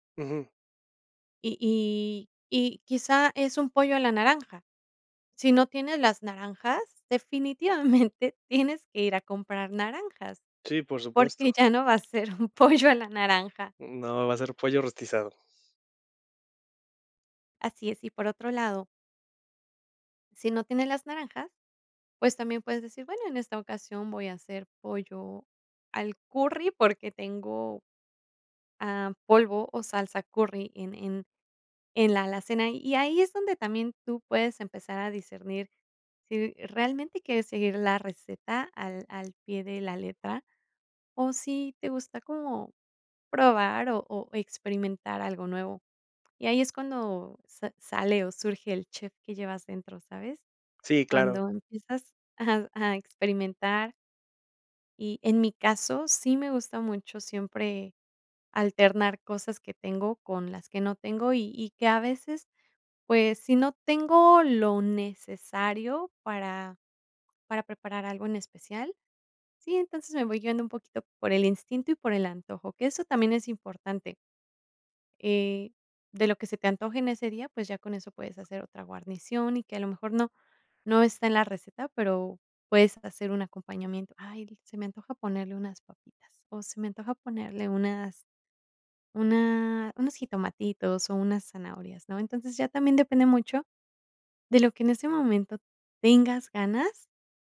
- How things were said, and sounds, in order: laughing while speaking: "definitivamente"; laughing while speaking: "pollo a la naranja"; tapping
- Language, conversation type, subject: Spanish, podcast, ¿Cómo improvisas cuando te faltan ingredientes?
- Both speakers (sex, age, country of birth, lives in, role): female, 40-44, Mexico, Mexico, guest; male, 30-34, Mexico, Mexico, host